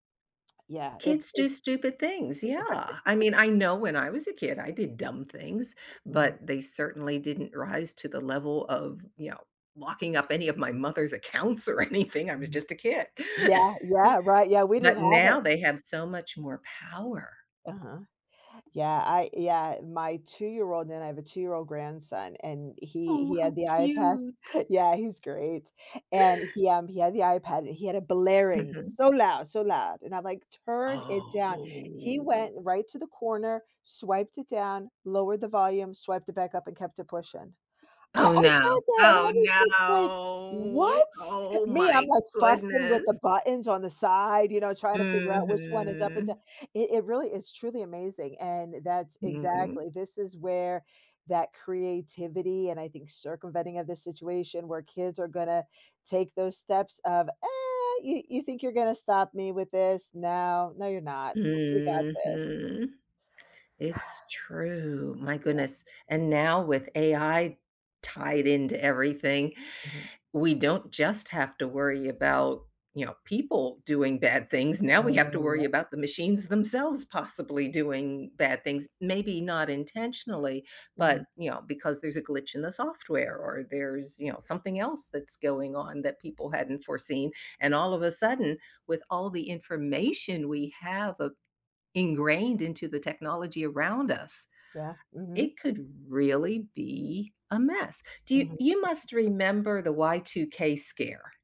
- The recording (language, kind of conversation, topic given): English, unstructured, How do you think facial recognition technology will change our daily lives and privacy?
- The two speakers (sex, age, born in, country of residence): female, 50-54, United States, United States; female, 70-74, United States, United States
- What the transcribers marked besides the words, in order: laugh; tapping; laughing while speaking: "anything"; chuckle; chuckle; laugh; drawn out: "Oh"; drawn out: "no"; other background noise